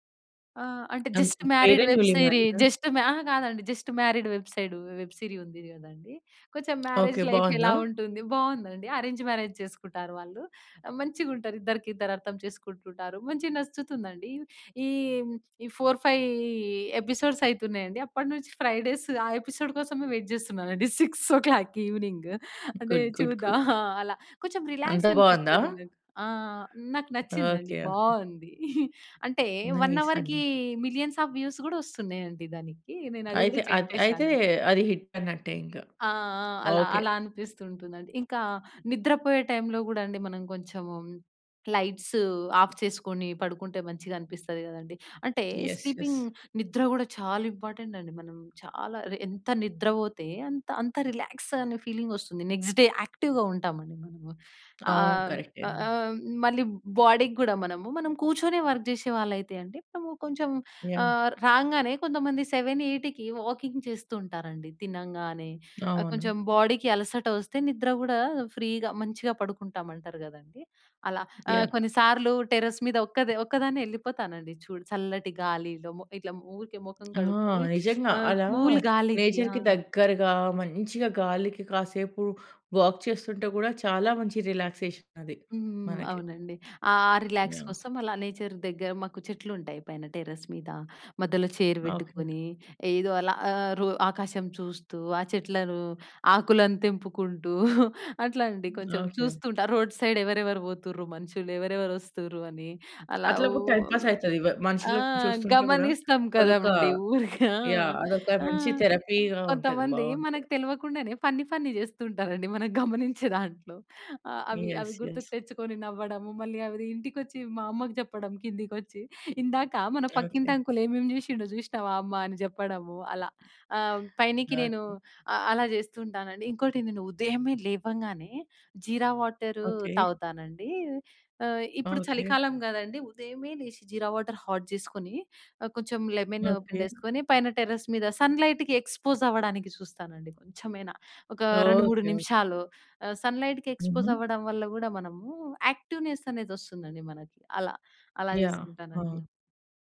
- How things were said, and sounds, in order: in English: "వెబ్ సీరీ"; in English: "మ్యారేజ్ లైఫ్"; in English: "అరేంజ్ మ్యారేజ్"; in English: "ఫోర్ ఫైవ్ ఎపిసోడ్స్"; in English: "ఫ్రైడేస్"; in English: "ఎపిసోడ్"; in English: "వెయిట్"; other background noise; in English: "గుడ్, గుడ్, గుడ్"; in English: "సిక్స్ ఓ క్లాక్ ఈవెనింగ్"; chuckle; chuckle; in English: "వన్ అవర్‍కి మిలియన్స్ ఆఫ్ వ్యూస్"; in English: "నైస్"; in English: "చెక్"; in English: "హిట్"; in English: "లైట్స్ ఆఫ్"; in English: "స్లీపింగ్"; in English: "ఎస్, ఎస్"; in English: "ఫీలింగ్"; in English: "నెక్స్ట్ డే యాక్టివ్‍గా"; in English: "బాడీకి"; in English: "సెవెన్ ఎయిటీకి వాకింగ్"; in English: "బాడీకి"; in English: "ఫ్రీగా"; in English: "టెర్రస్"; tapping; in English: "నేచర్‌కి"; in English: "కూల్"; in English: "వాక్"; in English: "రిలాక్సేషన్"; in English: "రిలాక్స్"; in English: "నేచర్"; in English: "టెర్రస్"; in English: "చైర్"; chuckle; in English: "రోడ్ సైడ్"; in English: "టైమ్ పాస్"; chuckle; in English: "ఫన్నీ ఫన్నీ"; in English: "థెరపీగా"; in English: "యెస్. యెస్"; in English: "అంకుల్"; in English: "హాట్"; in English: "లెమన్"; in English: "టెర్రస్"; in English: "సన్ లైట్‌కి ఎక్స్పోజ్"; in English: "సన్ లైట్‌కి ఎక్స్పోజ్"; in English: "యాక్టివ్ నెస్"
- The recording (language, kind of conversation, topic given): Telugu, podcast, పని తరువాత సరిగ్గా రిలాక్స్ కావడానికి మీరు ఏమి చేస్తారు?